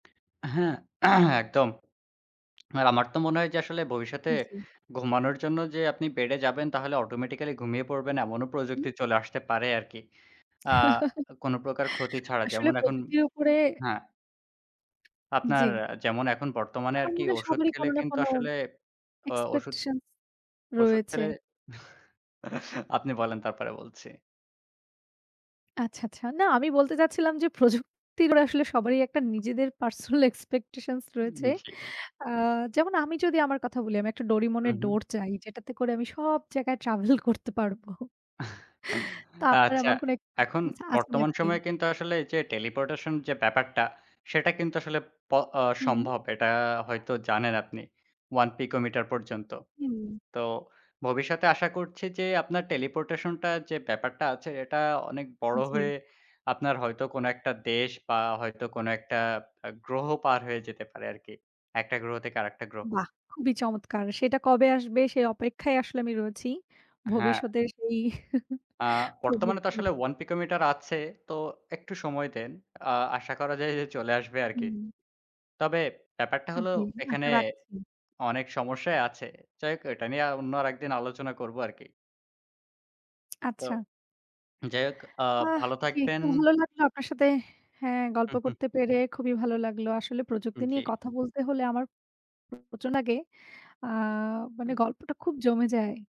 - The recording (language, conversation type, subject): Bengali, unstructured, আপনার জীবনে প্রযুক্তির সবচেয়ে বড় পরিবর্তন কী?
- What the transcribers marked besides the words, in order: throat clearing; lip smack; laugh; in English: "এক্সপেকটেশনস"; chuckle; laughing while speaking: "প্রযুক্তির আসলে"; laughing while speaking: "পার্সোনাল এক্সপেকটেশনস"; laughing while speaking: "ট্রাভেল করতে পারবো"; chuckle; in English: "এক্সপেকটেশনস"; in English: "teleportation"; in English: "teleportation"; chuckle; tapping; unintelligible speech